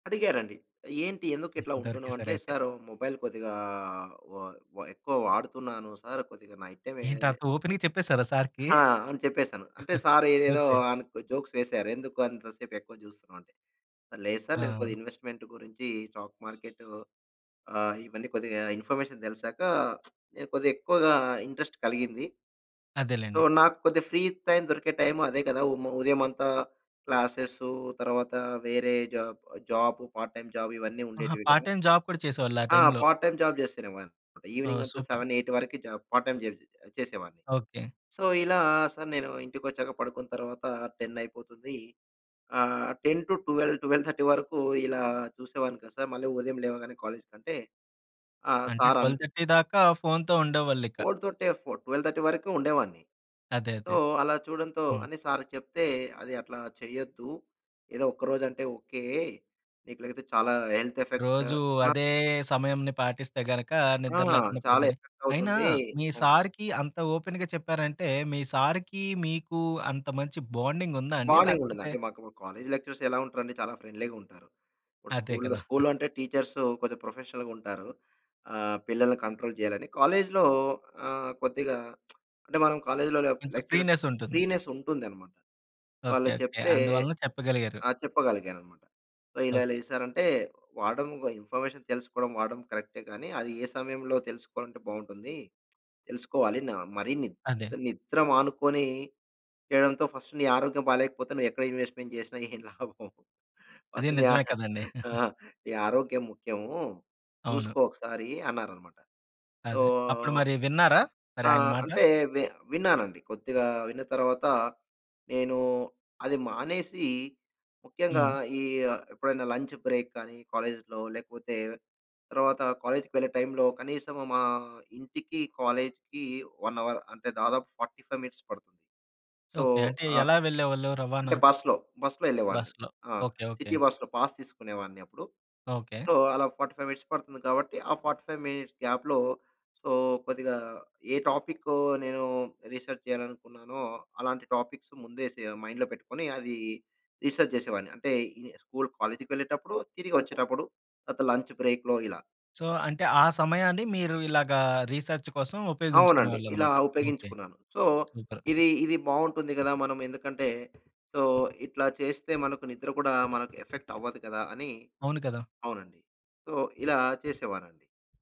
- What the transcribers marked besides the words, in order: in English: "మొబైల్"; in English: "నైట్"; in English: "ఓపెన్‌గా"; giggle; in English: "జోక్స్"; in English: "ఇన్వెస్ట్‌మెంట్"; in English: "స్టాక్"; other background noise; in English: "ఇన్ఫర్మేషన్"; lip smack; in English: "ఇంట్రెస్ట్"; in English: "సో"; in English: "ఫ్రీ టైమ్"; in English: "క్లాసేస్"; in English: "జాబ్"; in English: "పార్ట్ టైమ్ జాబ్"; in English: "పార్ట్ టైమ్ జాబ్"; in English: "పార్ట్ టైమ్ జాబ్"; in English: "టైమ్‌లో?"; in English: "సెవెన్ ఎయిట్"; in English: "సూపర్"; in English: "జాబ్ పార్ట్ టైమ్ జాబ్"; in English: "సో"; in English: "టెన్"; in English: "టెన్ టు ట్వెల్వ్ ట్వెల్వ్ థర్టీ"; in English: "ట్వెల్వ్ థర్టీ"; unintelligible speech; in English: "ట్వెల్వ్ థర్టీ"; in English: "సో"; in English: "హెల్త్"; in English: "ఓపెన్‌గా"; in English: "లెక్చరర్స్"; in English: "ఫ్రెండ్‌లీగా"; in English: "టీచర్స్"; in English: "ప్రొఫెషనల్‌గుంటారు"; in English: "కంట్రోల్"; in English: "ఫ్రీనెస్"; lip smack; in English: "లెక్చరర్స్ ఫ్రీనెస్"; in English: "సో"; in English: "ఇన్‌ఫర్మేషన్"; tapping; in English: "ఫస్ట్"; in English: "ఇన్వెస్ట్‌మెంట్"; giggle; laughing while speaking: "ఏం లాభం?"; in English: "ఫస్ట్"; giggle; in English: "సో"; in English: "లంచ్ బ్రేక్"; in English: "టైమ్‌లో"; in English: "వన్ అవర్"; in English: "ఫార్టీ ఫైవ్ మినిట్స్"; in English: "సో"; in English: "సిటీ బస్‌లో పాస్"; in English: "సో"; in English: "ఫార్టీ ఫైవ్ మినిట్స్"; in English: "ఫార్టీ ఫైవ్ మినిట్స్ గ్యాప్‌లో. సో"; in English: "రీసెర్చ్"; in English: "టాపిక్స్"; in English: "మైండ్‌లో"; in English: "రీసెర్చ్"; in English: "లంచ్ బ్రేక్‌లో"; in English: "సో"; in English: "రీసర్చ్"; in English: "సూపర్"; in English: "సో"; in English: "సో"; in English: "సో"
- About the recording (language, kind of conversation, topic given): Telugu, podcast, రాత్రి ఫోన్ వాడటం మీ నిద్రను ఎలా ప్రభావితం చేస్తుంది?